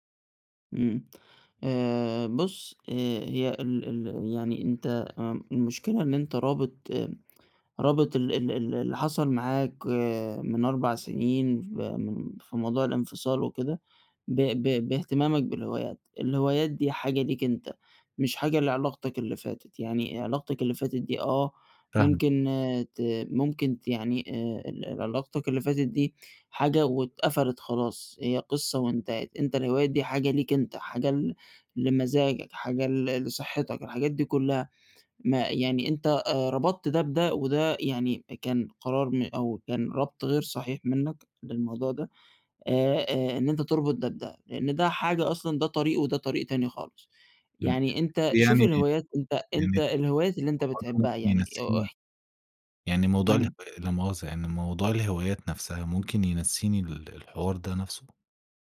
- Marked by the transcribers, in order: unintelligible speech
- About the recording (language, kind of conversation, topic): Arabic, advice, إزاي بتتعامل مع فقدان اهتمامك بهواياتك وإحساسك إن مفيش معنى؟